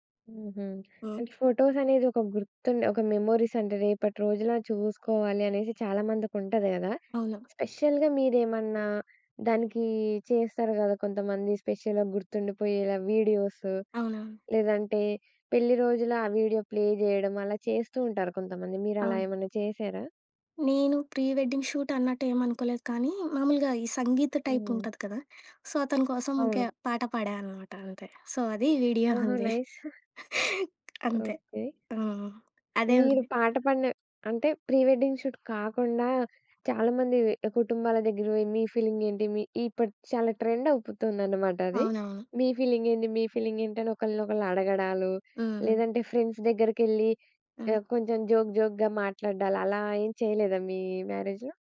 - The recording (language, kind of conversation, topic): Telugu, podcast, మీ పెళ్లిరోజు గురించి మీకు అత్యంతగా గుర్తుండిపోయిన సంఘటన ఏది?
- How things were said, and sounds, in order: in English: "స్పెషల్‌గా"; in English: "స్పెషల్‌గా"; in English: "ప్లే"; in English: "ప్రీ వెడ్డింగ్ షూట్"; in Hindi: "సంగీత్"; in English: "సో"; other background noise; in English: "నైస్"; in English: "సో"; giggle; tapping; in English: "ప్రీ వెడ్డింగ్ షూట్"; in English: "ఫ్రెండ్స్"; in English: "జోక్, జోక్‌గా"; in English: "మ్యారేజ్‌లో?"